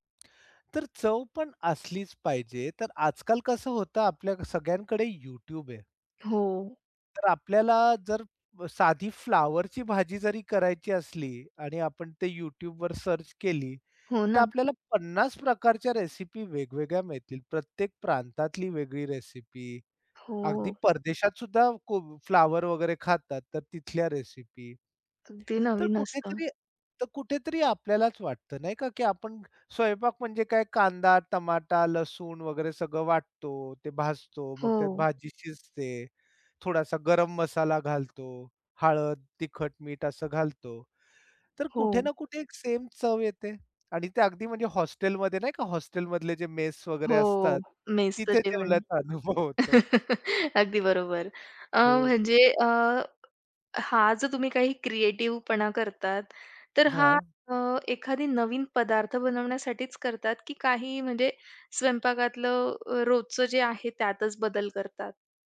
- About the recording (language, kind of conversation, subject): Marathi, podcast, स्वयंपाक अधिक सर्जनशील करण्यासाठी तुमचे काही नियम आहेत का?
- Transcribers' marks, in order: tapping; other background noise; in English: "सर्च"; in English: "मेस"; in English: "मेसचं"; chuckle; laughing while speaking: "अनुभव होतो"